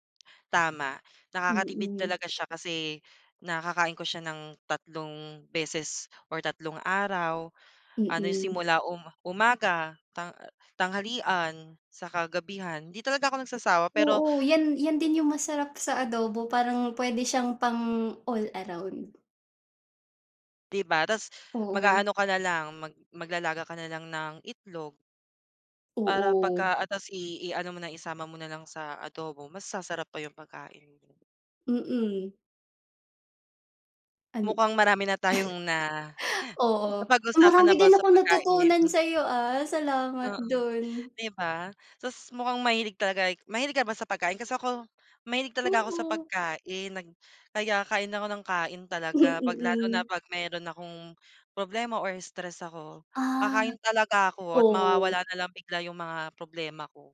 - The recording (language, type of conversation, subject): Filipino, unstructured, Ano ang unang pagkaing natutunan mong lutuin?
- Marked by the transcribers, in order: none